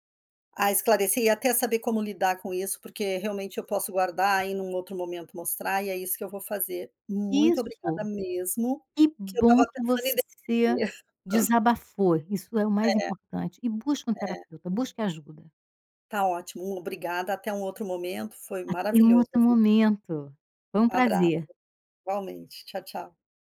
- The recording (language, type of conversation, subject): Portuguese, advice, Como lidar com a culpa depois de comprar algo caro sem necessidade?
- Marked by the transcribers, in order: tapping; unintelligible speech; chuckle